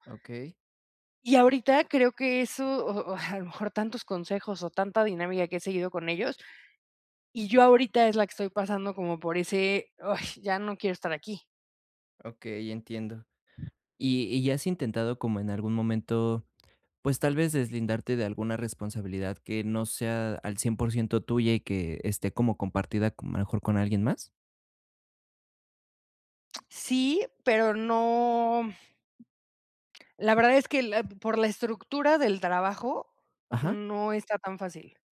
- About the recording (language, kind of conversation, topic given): Spanish, advice, ¿Cómo puedo mantener la motivación y el sentido en mi trabajo?
- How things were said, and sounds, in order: chuckle; other background noise